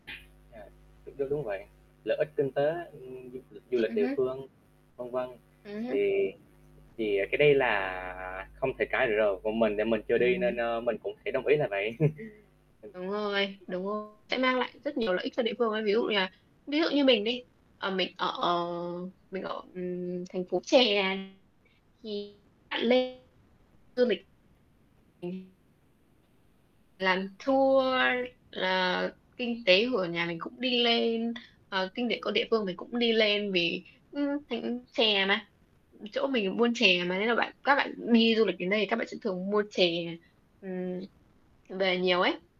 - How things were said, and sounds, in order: other background noise; static; unintelligible speech; chuckle; distorted speech; unintelligible speech; unintelligible speech
- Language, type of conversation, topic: Vietnamese, unstructured, Bạn nghĩ gì về việc du lịch ồ ạt làm thay đổi văn hóa địa phương?